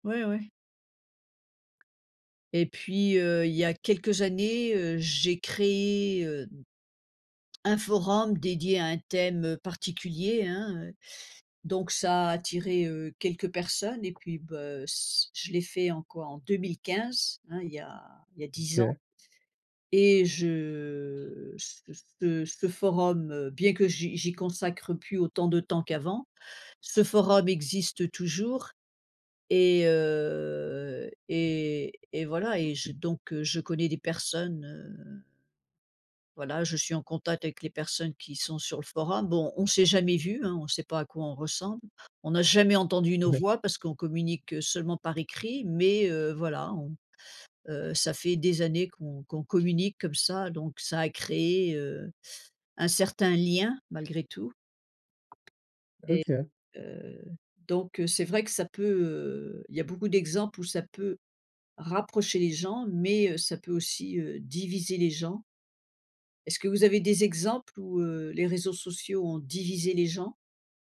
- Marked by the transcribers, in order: other background noise; tapping; stressed: "lien"
- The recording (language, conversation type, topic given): French, unstructured, Penses-tu que les réseaux sociaux divisent davantage qu’ils ne rapprochent les gens ?